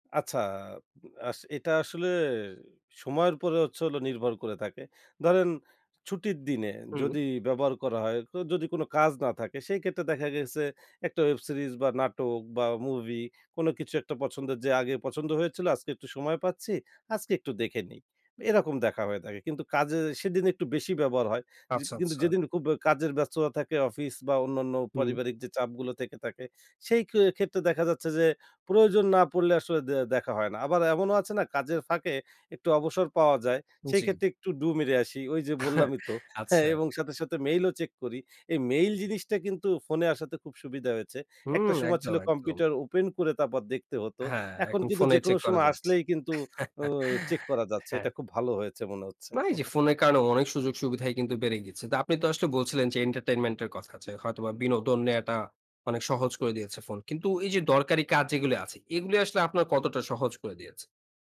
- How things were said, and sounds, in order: "থেকে" said as "তেকে"; "ক্ষেত্রে" said as "কেত্রে"; scoff; other background noise; tapping; chuckle; chuckle
- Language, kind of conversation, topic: Bengali, podcast, স্মার্টফোন আপনার দৈনন্দিন জীবন কীভাবে বদলে দিয়েছে?